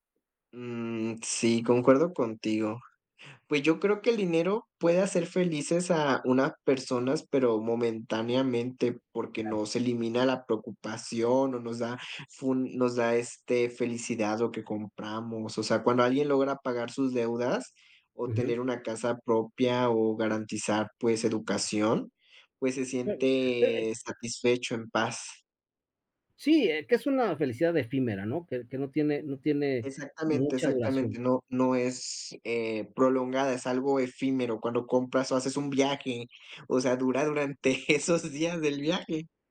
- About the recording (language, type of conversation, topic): Spanish, unstructured, ¿Crees que el dinero compra la felicidad?
- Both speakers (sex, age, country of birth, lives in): male, 30-34, Mexico, Mexico; male, 50-54, Mexico, Mexico
- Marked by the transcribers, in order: laughing while speaking: "durante esos días del viaje"